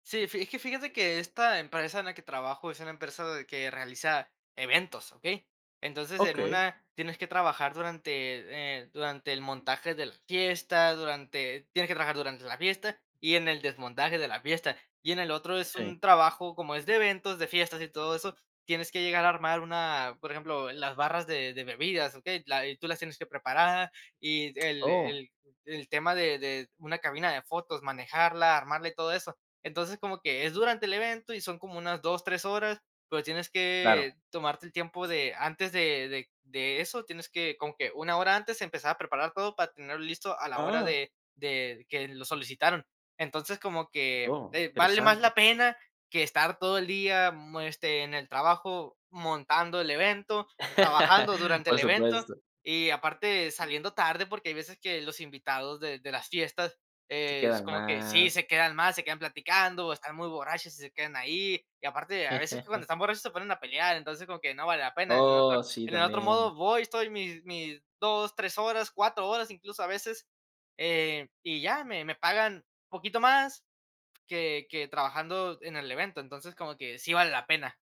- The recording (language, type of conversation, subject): Spanish, podcast, ¿Cómo decides rápido cuando el tiempo apremia?
- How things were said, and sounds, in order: other background noise; laugh; chuckle